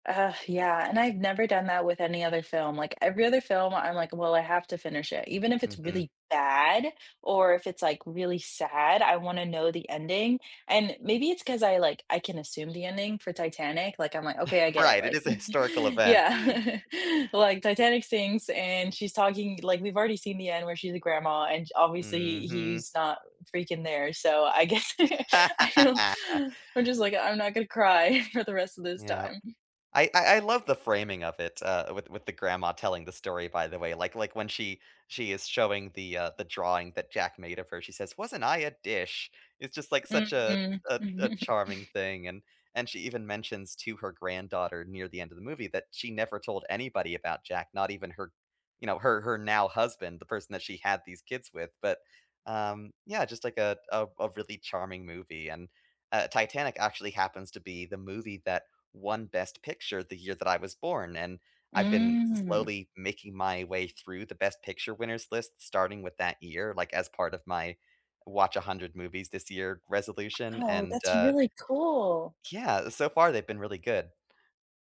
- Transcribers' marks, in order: stressed: "bad"; laughing while speaking: "Right, it is a historical event"; laughing while speaking: "yeah"; laugh; laugh; laughing while speaking: "guess I don't"; chuckle; laughing while speaking: "mhm"; drawn out: "Mm"; tapping
- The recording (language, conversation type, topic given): English, unstructured, Which animated films have surprised you with their depth and humor?